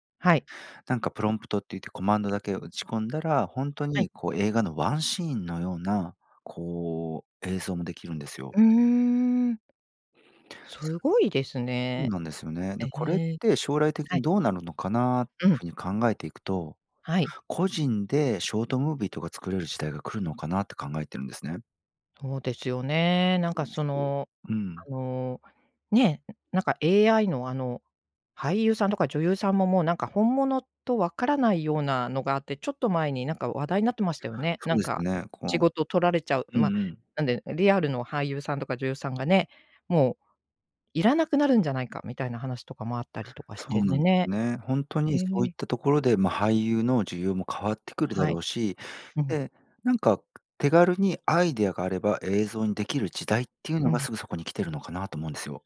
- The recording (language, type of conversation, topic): Japanese, podcast, これから学んでみたいことは何ですか？
- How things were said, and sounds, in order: tapping; unintelligible speech; other noise